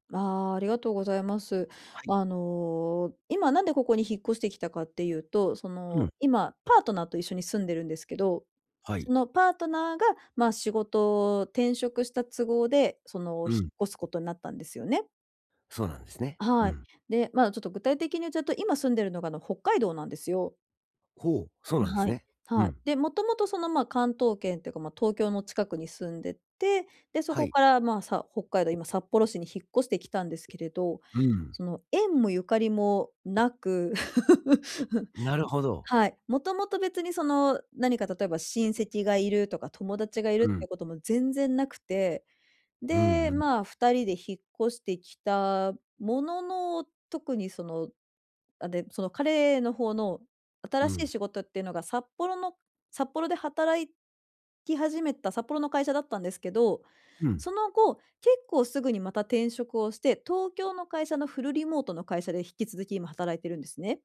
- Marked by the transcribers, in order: laugh
- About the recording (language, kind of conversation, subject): Japanese, advice, 新しい場所でどうすれば自分の居場所を作れますか？